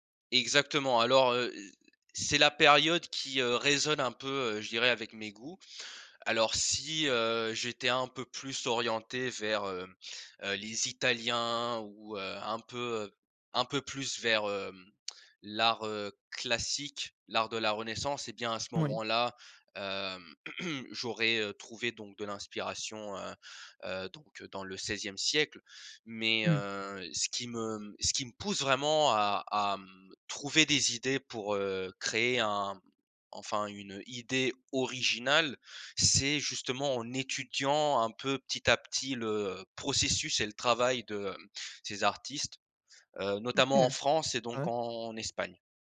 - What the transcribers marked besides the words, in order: throat clearing; drawn out: "heu"; drawn out: "en"
- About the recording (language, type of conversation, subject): French, podcast, Comment trouves-tu l’inspiration pour créer quelque chose de nouveau ?